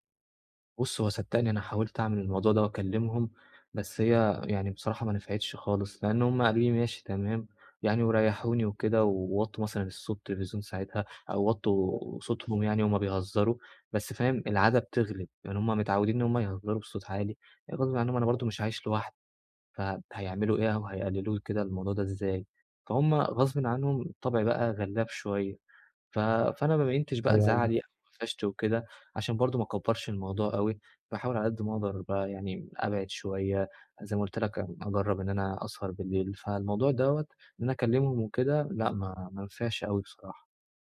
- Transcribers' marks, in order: unintelligible speech; unintelligible speech; tapping; unintelligible speech
- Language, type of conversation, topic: Arabic, advice, إزاي أتعامل مع التشتت الذهني اللي بيتكرر خلال يومي؟
- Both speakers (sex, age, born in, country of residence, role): male, 20-24, Egypt, Egypt, advisor; male, 20-24, Egypt, Egypt, user